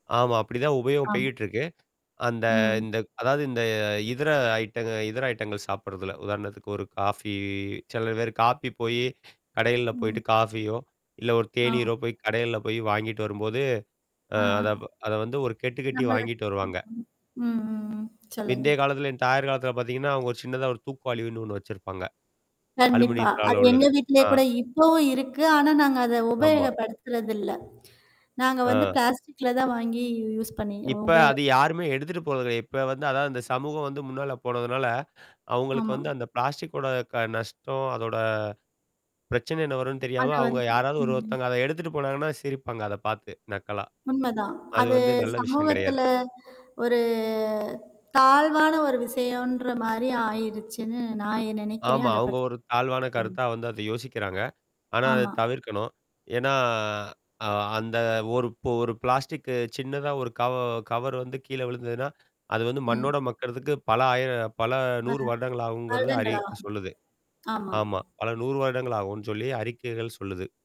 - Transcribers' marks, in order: static; "பெயட்டு" said as "போயிட்டு"; tapping; in English: "ஐட்டங்கள்"; in English: "ஐட்டங்கள்"; drawn out: "காஃபி"; breath; "பிந்தைய" said as "முந்திய"; in English: "யூஸ்"; breath
- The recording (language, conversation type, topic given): Tamil, podcast, பிளாஸ்டிக் இல்லாத வாழ்க்கையைத் தொடங்க முதலில் எங்கிருந்து ஆரம்பிக்க வேண்டும்?